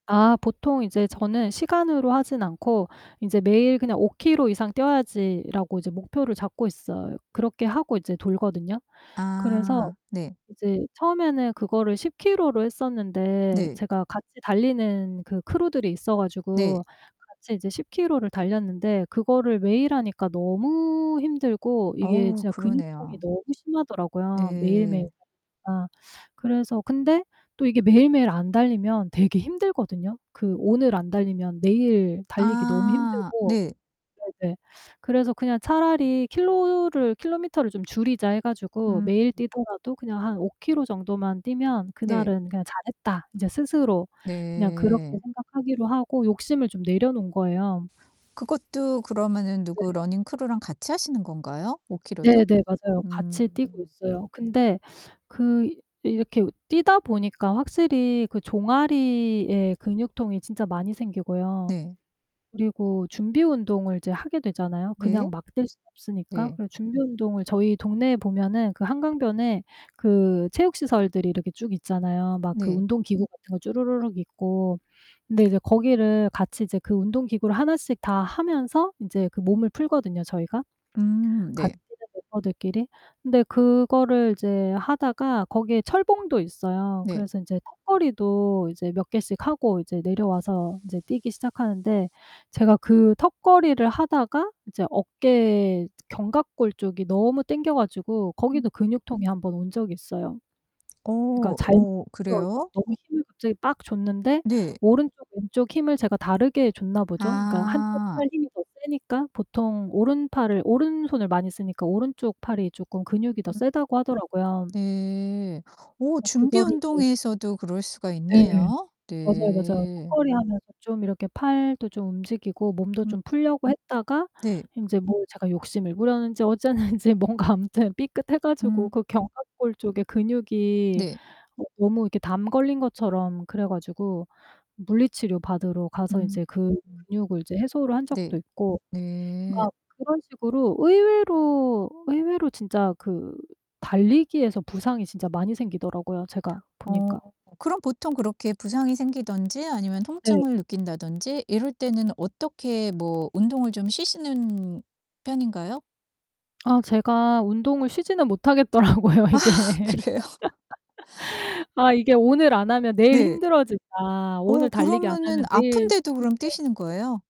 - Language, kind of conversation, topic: Korean, advice, 운동 후에 계속되는 근육통을 어떻게 완화하고 회복하면 좋을까요?
- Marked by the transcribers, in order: in English: "크루들이"; distorted speech; unintelligible speech; static; in English: "러닝 크루랑"; tapping; other background noise; laughing while speaking: "어쨌는지"; laughing while speaking: "못하겠더라고요 이게"; laughing while speaking: "아 그래요?"; laugh